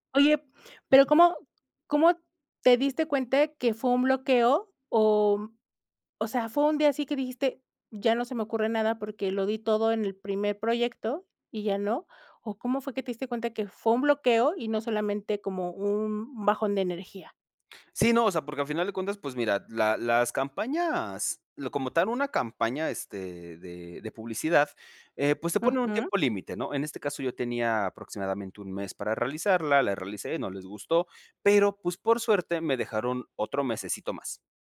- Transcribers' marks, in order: chuckle
- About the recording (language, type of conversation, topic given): Spanish, podcast, ¿Cómo usas el fracaso como trampolín creativo?